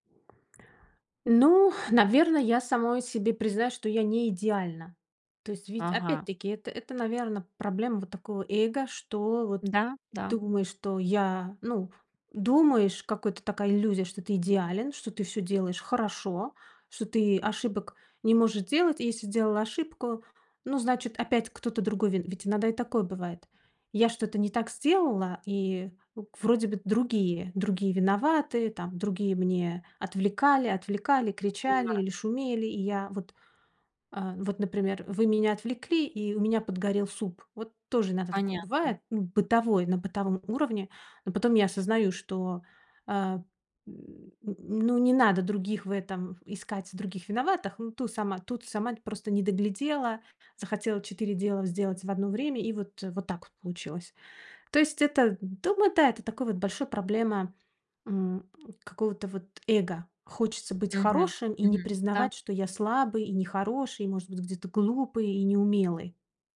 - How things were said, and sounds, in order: tapping
- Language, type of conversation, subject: Russian, advice, Как принять свои эмоции, не осуждая их и себя?